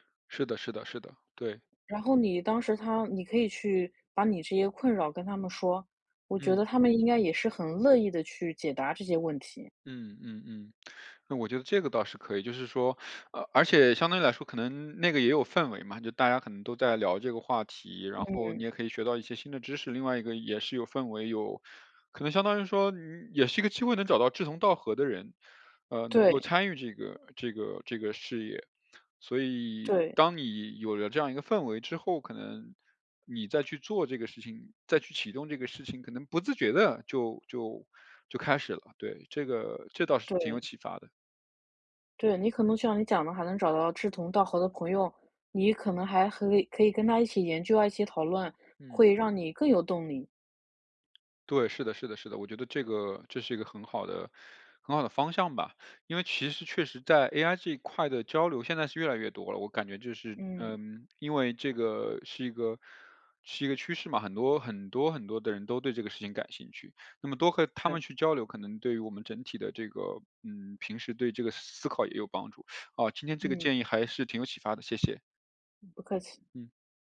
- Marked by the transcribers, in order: teeth sucking; "可以-" said as "合以"; other background noise
- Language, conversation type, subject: Chinese, advice, 我如何把担忧转化为可执行的行动？